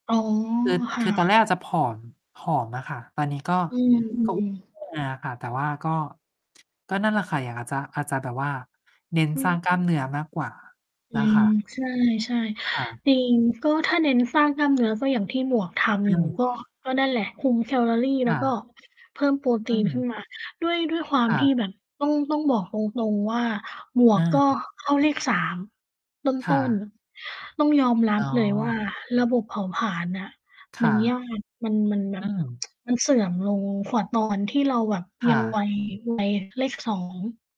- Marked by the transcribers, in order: distorted speech; other background noise; static; tsk
- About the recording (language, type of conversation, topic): Thai, unstructured, ทำไมบางคนถึงรู้สึกขี้เกียจออกกำลังกายบ่อยๆ?